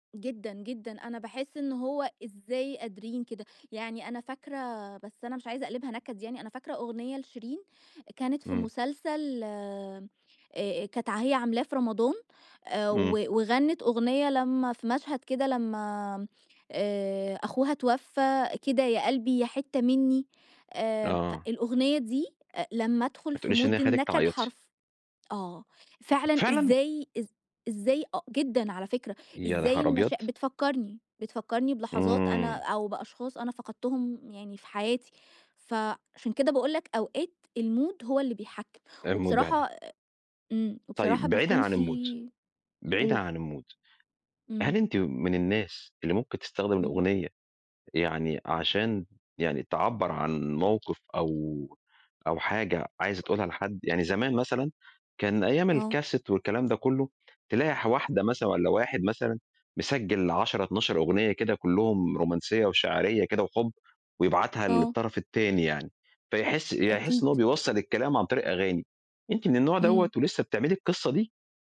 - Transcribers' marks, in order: in English: "mood"; in English: "الmood"; in English: "الmood"; other noise; in English: "الmood"; other background noise
- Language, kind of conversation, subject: Arabic, podcast, شو طريقتك المفضّلة علشان تكتشف أغاني جديدة؟